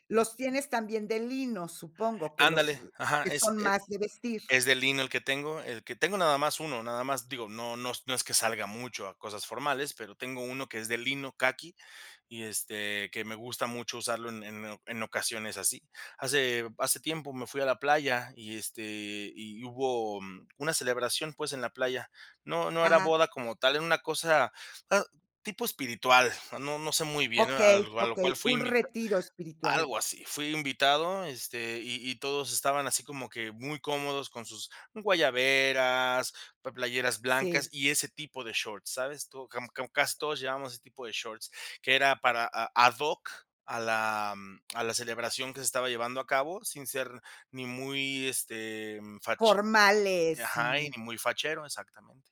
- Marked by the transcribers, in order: none
- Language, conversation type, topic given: Spanish, podcast, ¿Qué ropa te hace sentir más tú?